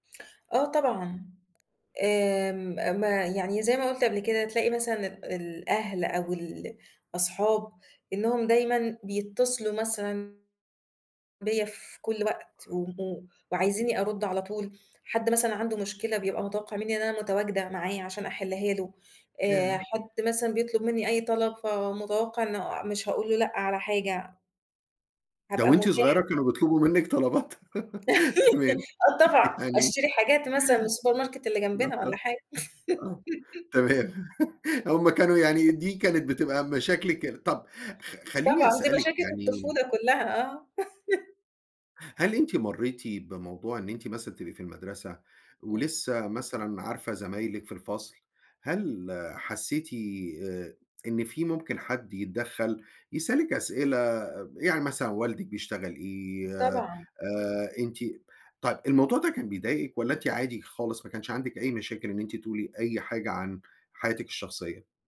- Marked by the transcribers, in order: tapping; laugh; unintelligible speech; laugh; laugh
- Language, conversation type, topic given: Arabic, podcast, إزاي تحافظ على حدودك الشخصية؟